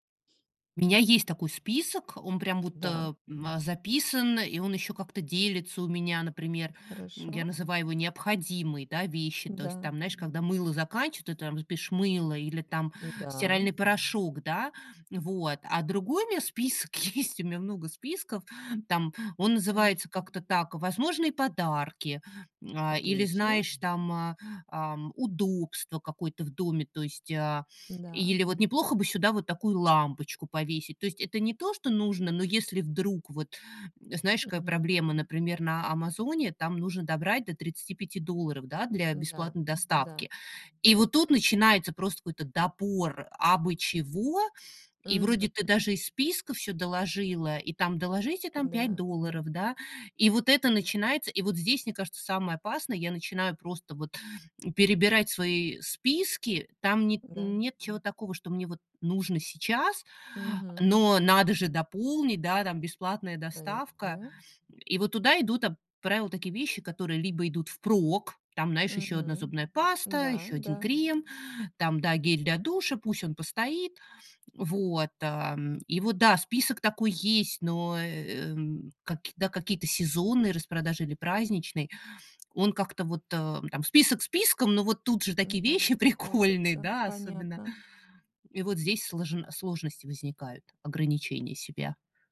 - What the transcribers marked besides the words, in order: laughing while speaking: "есть"; put-on voice: "доложите там пять долларов"; laughing while speaking: "прикольные"
- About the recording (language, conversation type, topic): Russian, advice, Почему я постоянно совершаю импульсивные покупки на распродажах?